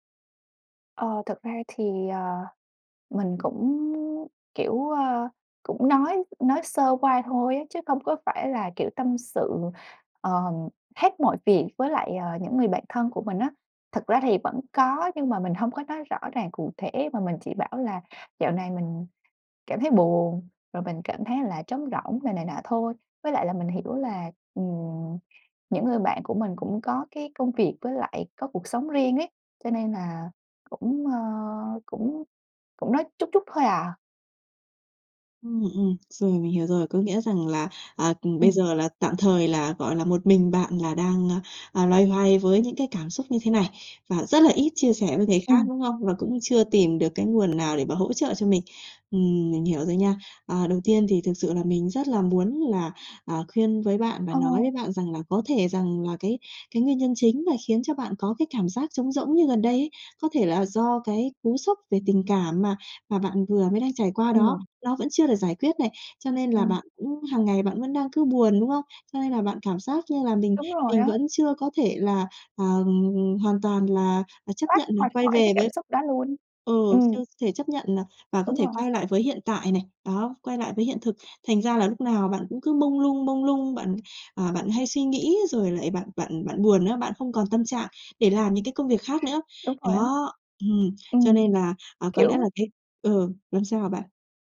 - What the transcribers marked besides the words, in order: tapping; other background noise
- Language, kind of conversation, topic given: Vietnamese, advice, Tôi cảm thấy trống rỗng và khó chấp nhận nỗi buồn kéo dài; tôi nên làm gì?